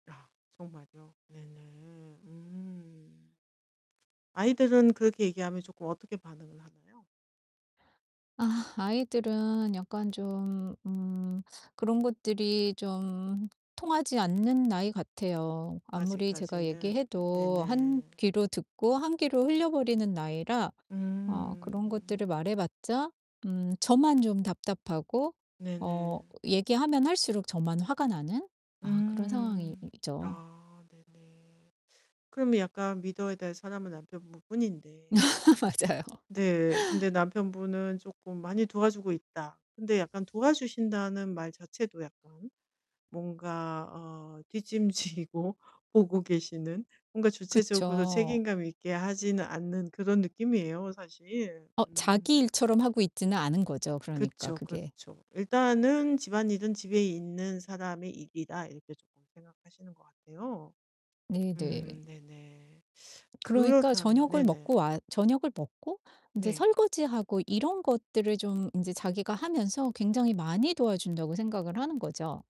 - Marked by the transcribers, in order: static; distorted speech; tapping; laugh; laughing while speaking: "맞아요"; laughing while speaking: "지고 보고 계시는"; other background noise
- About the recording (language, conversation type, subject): Korean, advice, 피곤하거나 감정적으로 힘들 때 솔직하게 내 상태를 어떻게 전달할 수 있나요?